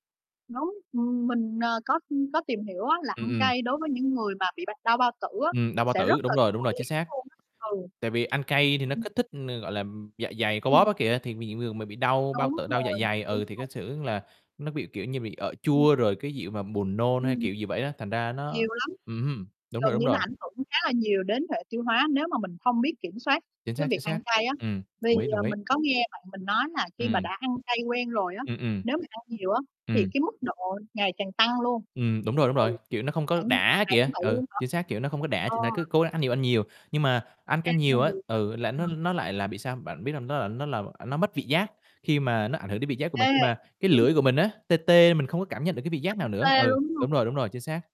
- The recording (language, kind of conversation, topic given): Vietnamese, unstructured, Bạn nghĩ sao về việc ăn đồ ăn quá cay?
- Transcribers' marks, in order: static; distorted speech; tapping; other background noise; unintelligible speech